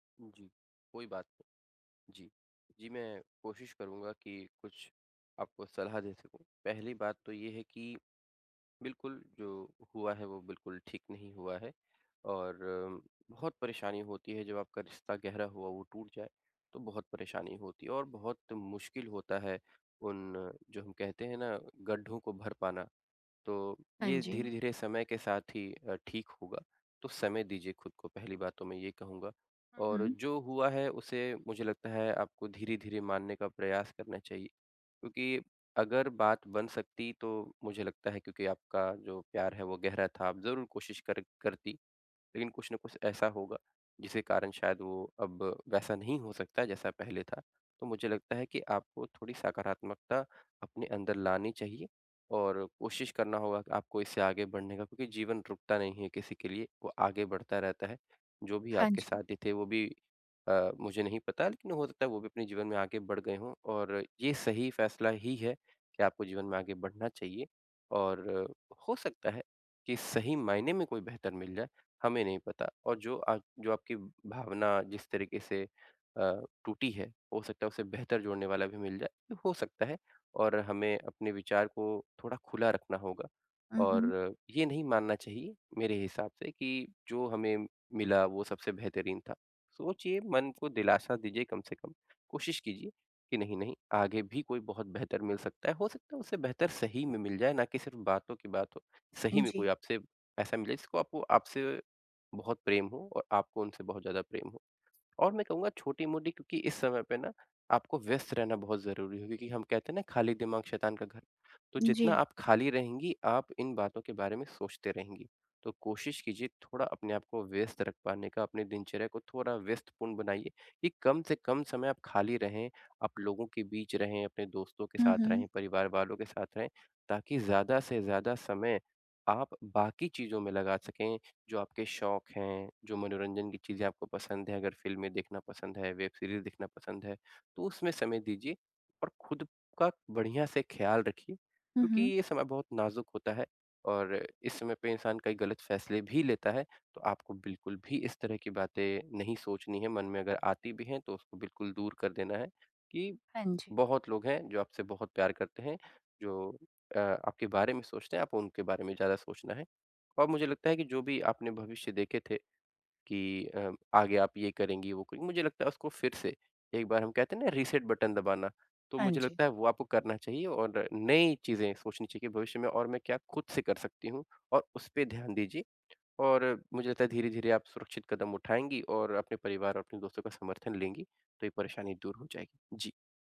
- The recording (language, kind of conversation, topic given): Hindi, advice, ब्रेकअप के बाद मैं खुद का ख्याल रखकर आगे कैसे बढ़ सकता/सकती हूँ?
- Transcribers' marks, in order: in English: "रीसेट"